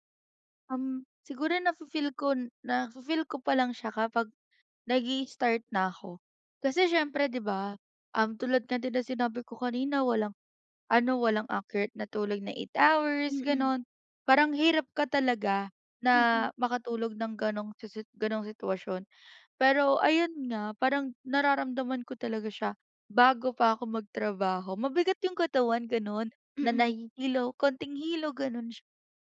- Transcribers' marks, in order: none
- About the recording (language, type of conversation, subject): Filipino, advice, Paano ako makakapagtuon kapag madalas akong nadidistract at napapagod?